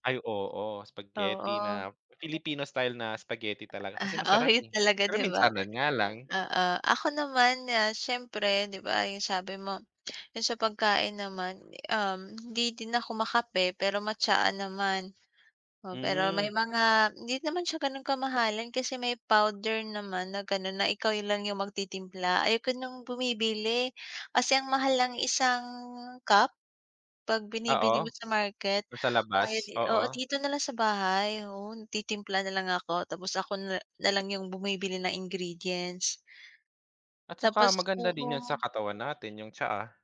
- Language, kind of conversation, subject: Filipino, unstructured, Ano-anong paraan ang ginagawa mo para makatipid?
- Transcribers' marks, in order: background speech